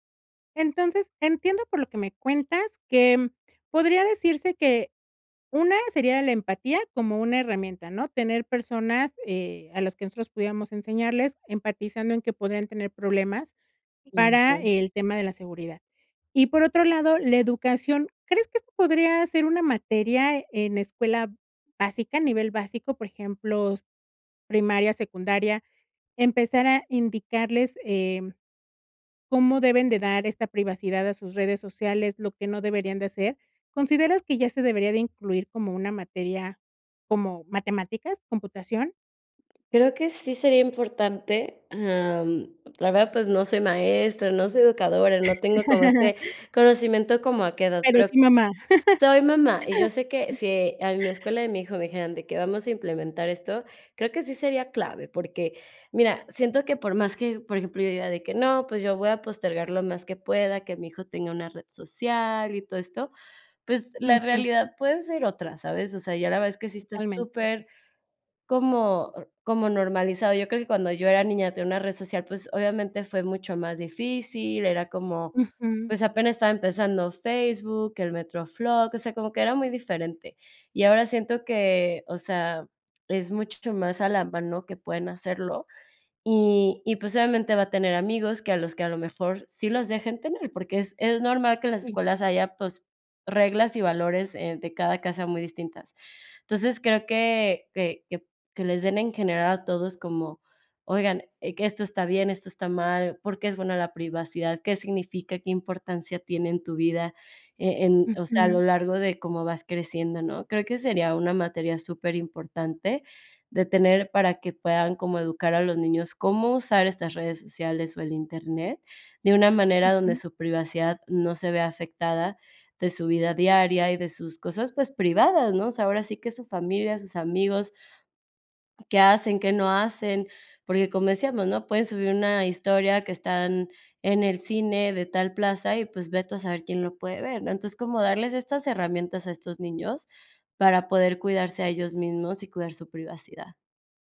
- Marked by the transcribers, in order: tapping; laugh; other background noise; laugh
- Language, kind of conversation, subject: Spanish, podcast, ¿Qué importancia le das a la privacidad en internet?